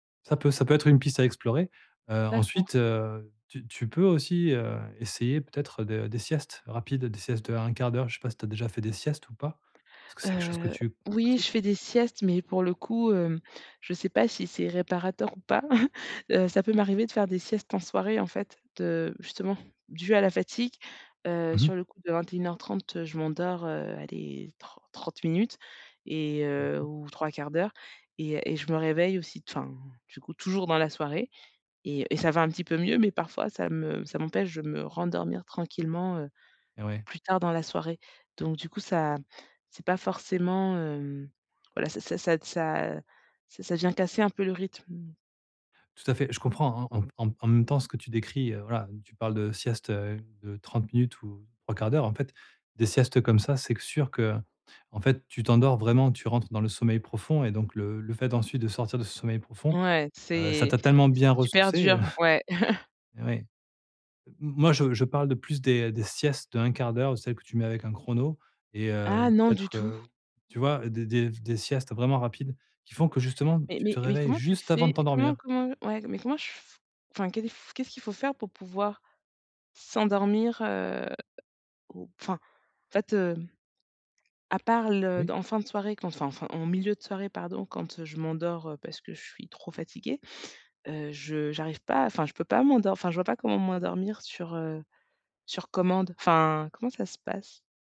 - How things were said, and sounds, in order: other background noise; chuckle; chuckle
- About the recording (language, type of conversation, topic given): French, advice, Comment puis-je mieux équilibrer travail, repos et loisirs au quotidien ?